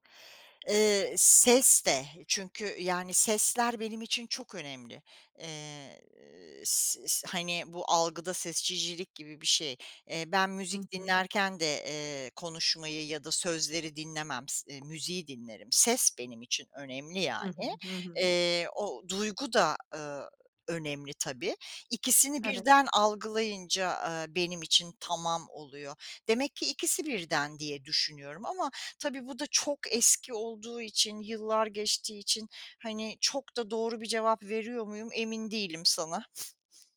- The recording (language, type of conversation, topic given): Turkish, podcast, Dublaj mı yoksa altyazı mı tercih edersin, neden?
- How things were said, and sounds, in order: "seçicilik" said as "seciçilik"; other noise